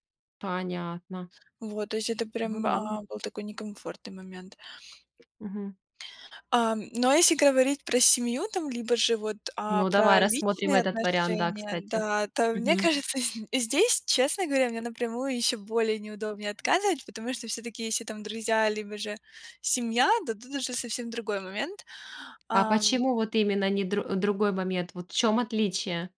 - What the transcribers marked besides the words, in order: tapping; laughing while speaking: "мне кажется"
- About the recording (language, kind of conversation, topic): Russian, podcast, Как вежливо сказать «нет», чтобы не обидеть человека?
- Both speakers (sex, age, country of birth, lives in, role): female, 25-29, Ukraine, United States, guest; female, 35-39, Ukraine, Spain, host